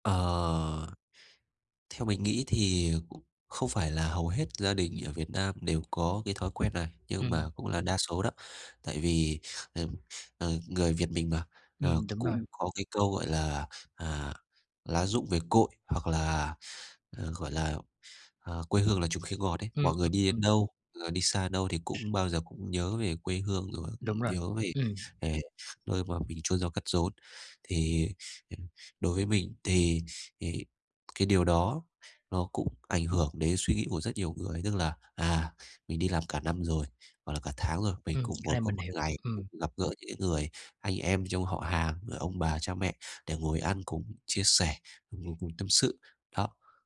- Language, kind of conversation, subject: Vietnamese, podcast, Bạn có thể kể về một truyền thống gia đình mà nhà bạn đã giữ gìn từ lâu không?
- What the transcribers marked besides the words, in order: tapping; other background noise